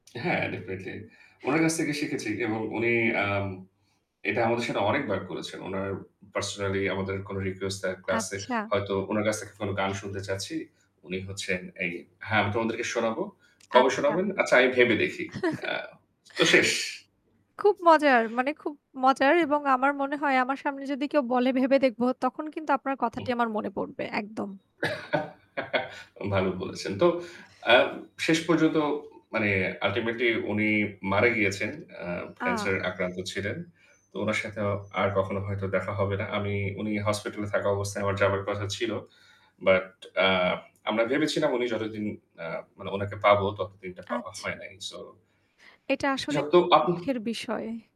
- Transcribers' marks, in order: static; other background noise; chuckle; giggle; distorted speech
- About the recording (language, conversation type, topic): Bengali, unstructured, ছোটবেলায় কোন শিক্ষকের কথা আপনার আজও মনে পড়ে?